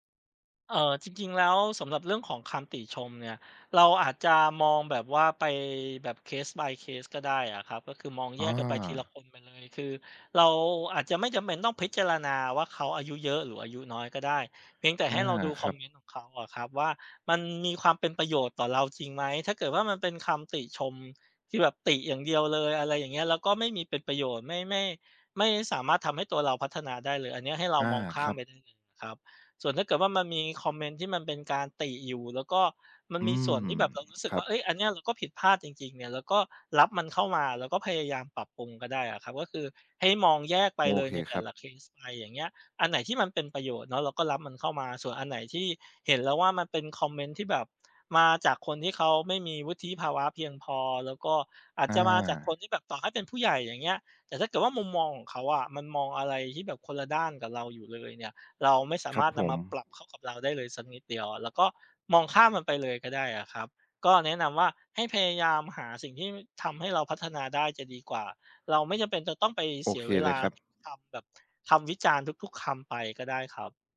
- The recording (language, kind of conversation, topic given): Thai, advice, ฉันกลัวคำวิจารณ์จนไม่กล้าแชร์ผลงานทดลอง ควรทำอย่างไรดี?
- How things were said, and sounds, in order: in English: "case by case"; other background noise; tapping